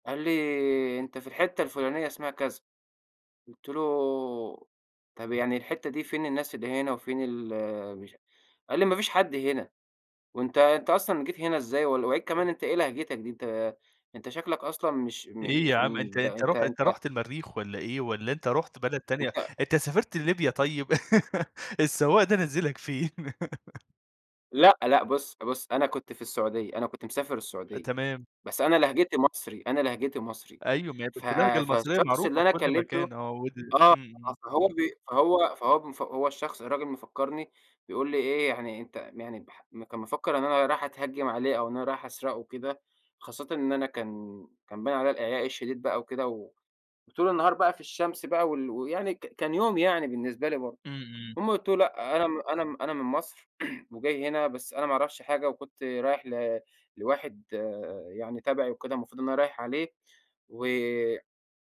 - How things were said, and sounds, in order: unintelligible speech; unintelligible speech; laugh; tapping; laugh; unintelligible speech; throat clearing
- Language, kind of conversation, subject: Arabic, podcast, بتعمل إيه أول ما الإشارة بتضيع أو بتقطع؟